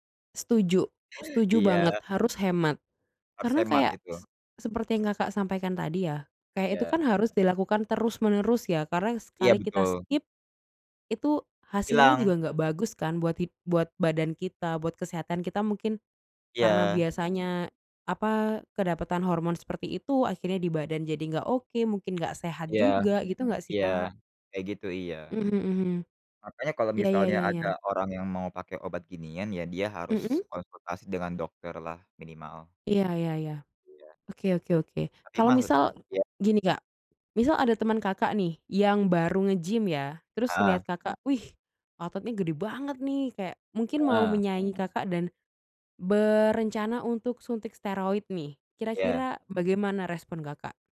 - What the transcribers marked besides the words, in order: in English: "skip"
- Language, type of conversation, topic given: Indonesian, unstructured, Bagaimana pendapatmu tentang penggunaan obat peningkat performa dalam olahraga?